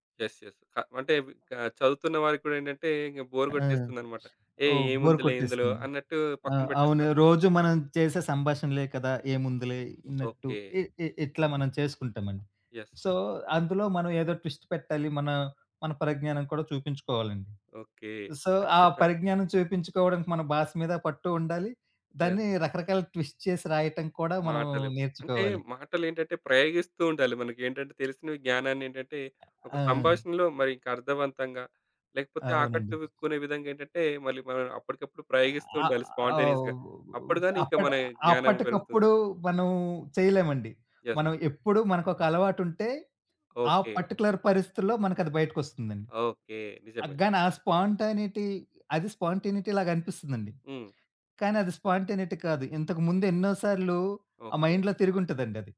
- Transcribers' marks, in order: in English: "యెస్, యెస్"; in English: "బోర్"; sniff; in English: "బోర్"; in English: "సో"; in English: "యెస్"; in English: "ట్విస్ట్"; in English: "సో"; laugh; in English: "యెస్"; in English: "ట్విస్ట్"; other background noise; tapping; in English: "స్పాంటేనియస్‌గా"; in English: "యెస్"; in English: "పార్టిక్యులర్"; in English: "స్పాంటనిటీ"; in English: "స్పాంటేనిటీ"; in English: "స్పాంటేనిటీ"; in English: "మైండ్‌లో"
- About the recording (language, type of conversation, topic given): Telugu, podcast, మీ సృజనలో వ్యక్తిగత కథలు ఎంతవరకు భాగమవుతాయి?